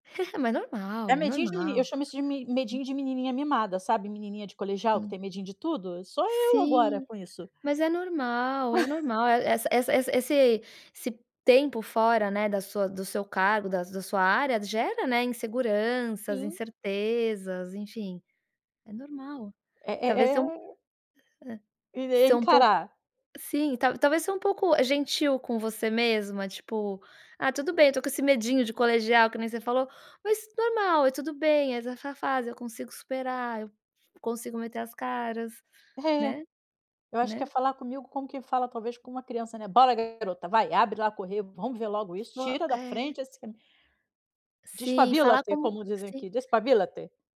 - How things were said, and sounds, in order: chuckle; unintelligible speech; chuckle; tapping; in Spanish: "Despabílate"; in Spanish: "Despabílate"
- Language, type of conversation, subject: Portuguese, advice, Como você tem se autossabotado em oportunidades profissionais por medo de falhar?